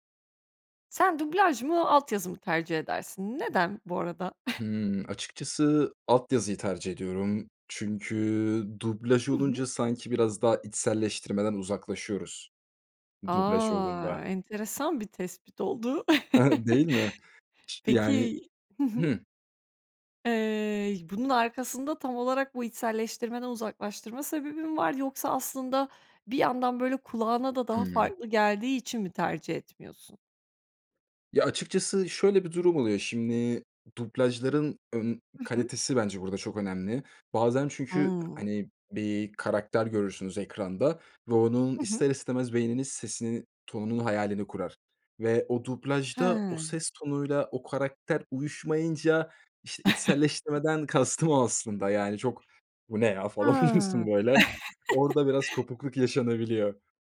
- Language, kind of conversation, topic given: Turkish, podcast, Dublajı mı yoksa altyazıyı mı tercih edersin, neden?
- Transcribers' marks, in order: giggle; chuckle; other background noise; chuckle; laughing while speaking: "oluyorsun, böyle"; chuckle